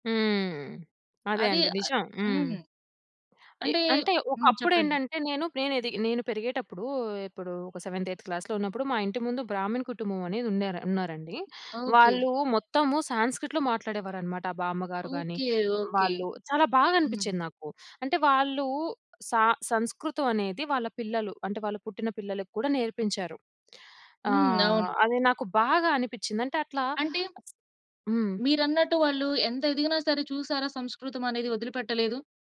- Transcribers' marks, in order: other noise; in English: "సెవెంత్ ఎయిత్ క్లాస్‌లో"; tapping; in English: "సాన్స్‌క్రిట్‌లో"; other background noise
- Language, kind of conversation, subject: Telugu, podcast, భాషను కోల్పోవడం గురించి మీకు ఏమైనా ఆలోచనలు ఉన్నాయా?